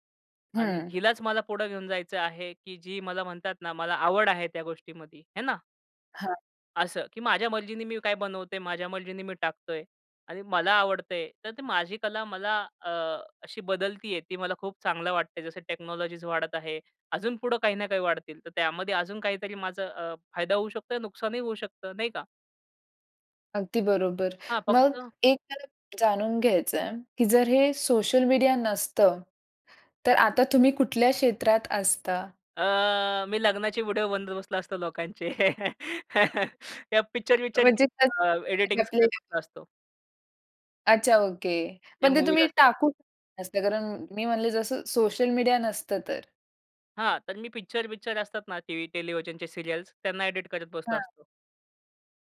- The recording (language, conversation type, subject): Marathi, podcast, सोशल माध्यमांनी तुमची कला कशी बदलली?
- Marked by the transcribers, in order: in English: "टेक्नॉलॉजीज"; laugh; other background noise; unintelligible speech; in English: "सीरियल्स"